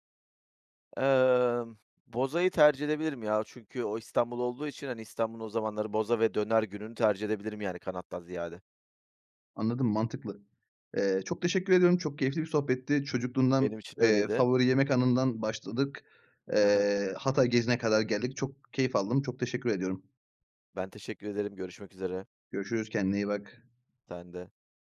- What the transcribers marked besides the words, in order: other background noise; tapping
- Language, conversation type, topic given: Turkish, podcast, Çocukluğundaki en unutulmaz yemek anını anlatır mısın?